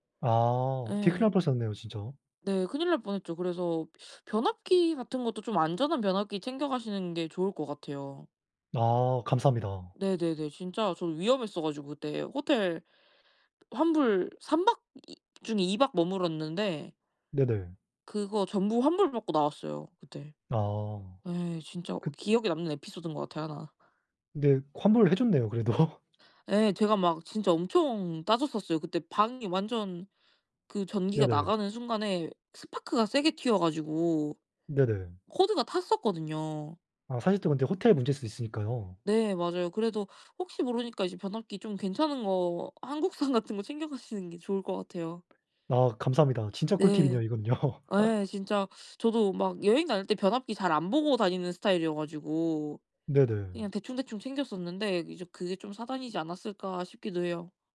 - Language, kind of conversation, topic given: Korean, unstructured, 여행할 때 가장 중요하게 생각하는 것은 무엇인가요?
- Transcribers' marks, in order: laughing while speaking: "그래도"; other background noise; laughing while speaking: "한국산"; laughing while speaking: "이건요"; laugh